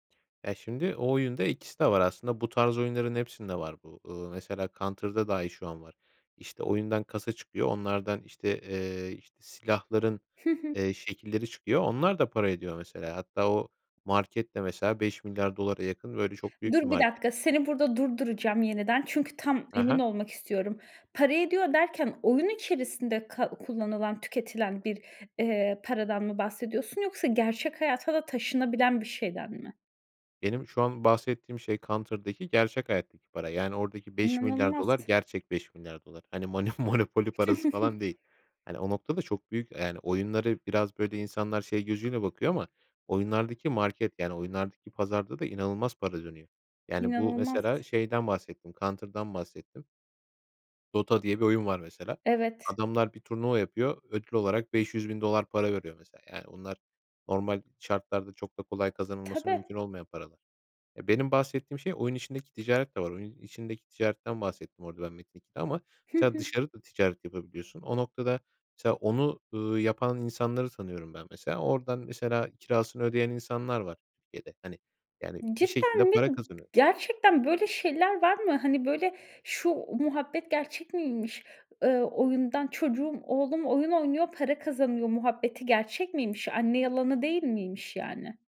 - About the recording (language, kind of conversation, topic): Turkish, podcast, Video oyunları senin için bir kaçış mı, yoksa sosyalleşme aracı mı?
- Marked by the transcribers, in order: other background noise; laughing while speaking: "Manü Monopoly parası"; giggle; tapping